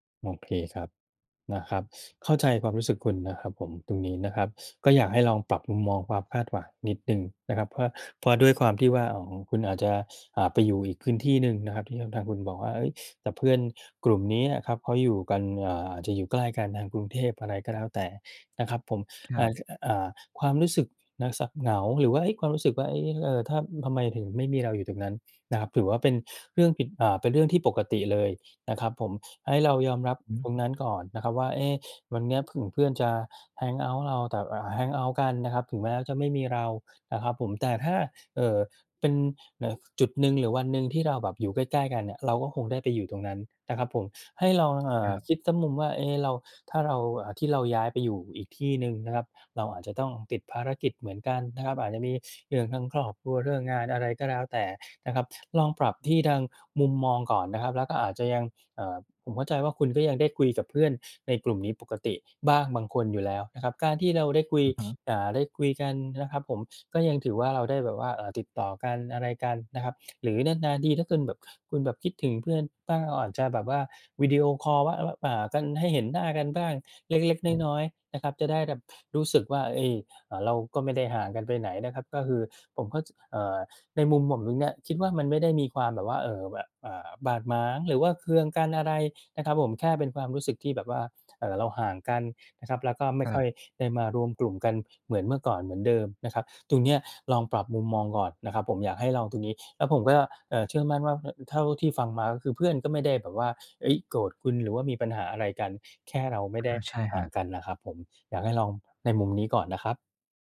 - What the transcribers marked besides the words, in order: tapping; in English: "แฮงเอาต์"; in English: "แฮงเอาต์"
- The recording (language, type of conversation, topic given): Thai, advice, ทำไมฉันถึงรู้สึกว่าถูกเพื่อนละเลยและโดดเดี่ยวในกลุ่ม?